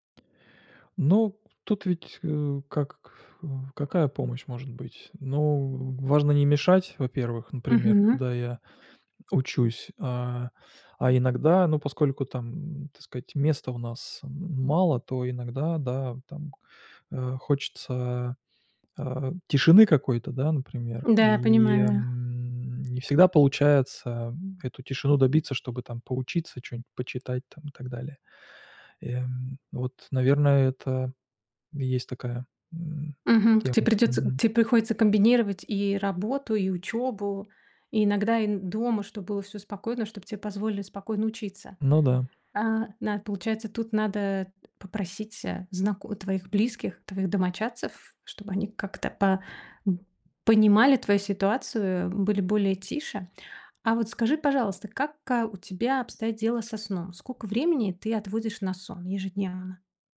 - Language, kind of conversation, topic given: Russian, advice, Как справиться со страхом повторного выгорания при увеличении нагрузки?
- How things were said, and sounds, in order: tapping